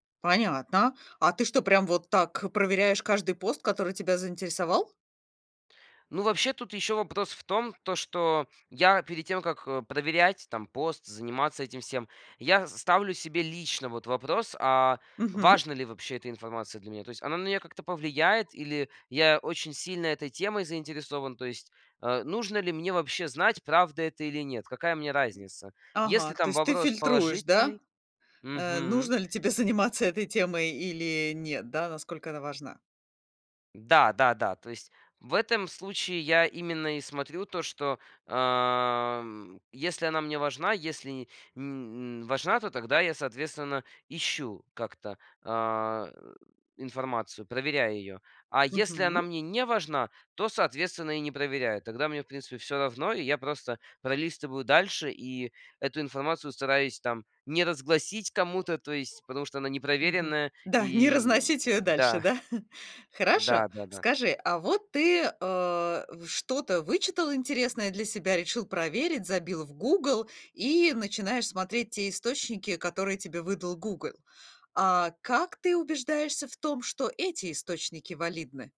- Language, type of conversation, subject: Russian, podcast, Как вы проверяете достоверность информации в интернете?
- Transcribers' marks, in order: other noise; laughing while speaking: "тебе заниматься"; chuckle